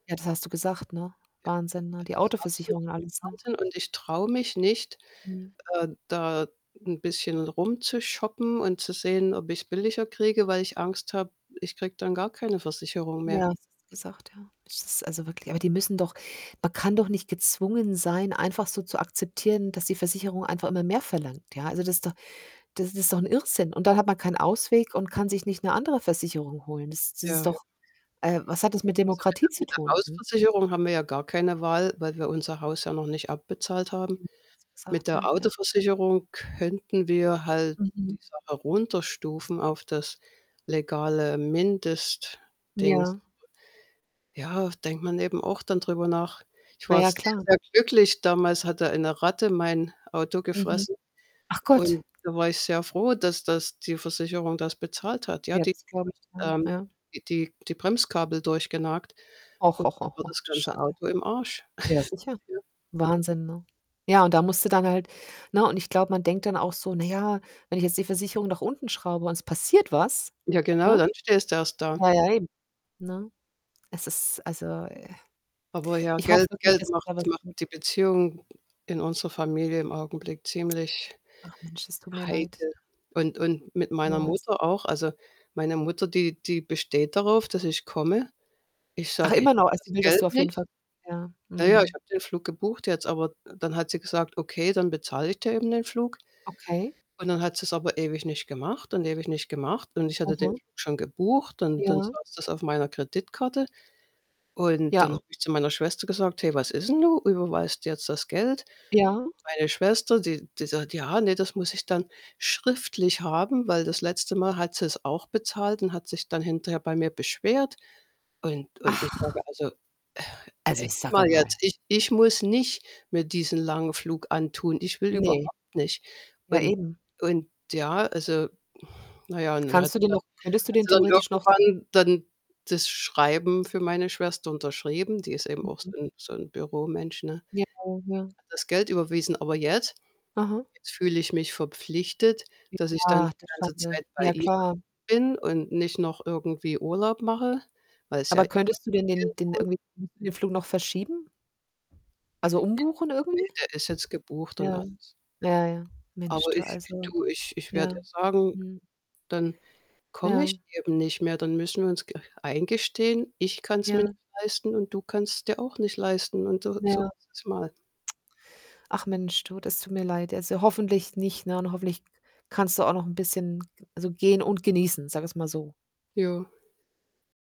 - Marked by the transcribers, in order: other background noise; static; distorted speech; unintelligible speech; unintelligible speech; unintelligible speech; snort; unintelligible speech; wind; groan; exhale; unintelligible speech; unintelligible speech; other noise; unintelligible speech; unintelligible speech
- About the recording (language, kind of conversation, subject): German, unstructured, Woran merkst du, dass dir Geld Sorgen macht?